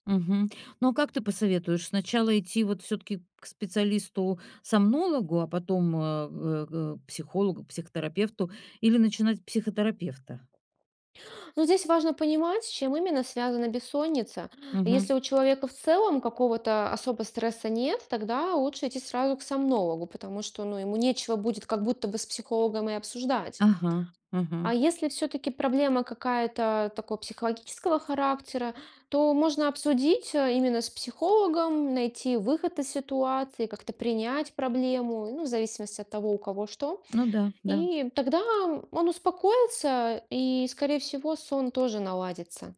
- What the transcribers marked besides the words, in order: none
- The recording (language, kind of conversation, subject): Russian, podcast, Что помогает тебе быстро заснуть без таблеток?